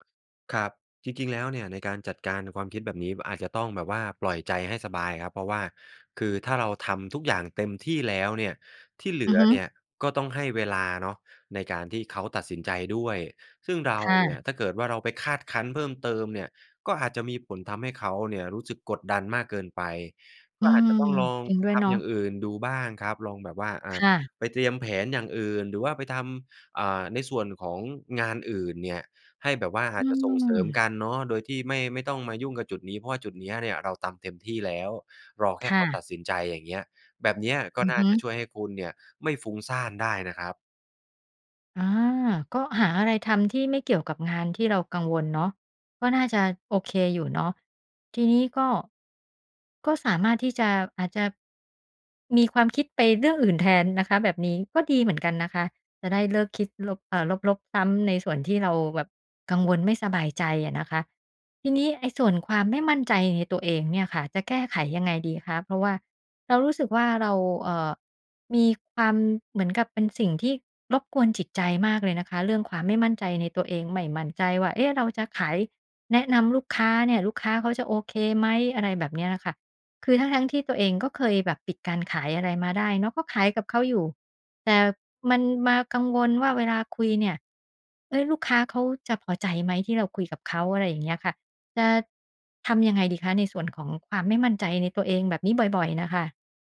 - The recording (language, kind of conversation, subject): Thai, advice, ฉันควรรับมือกับการคิดลบซ้ำ ๆ ที่ทำลายความมั่นใจในตัวเองอย่างไร?
- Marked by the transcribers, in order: none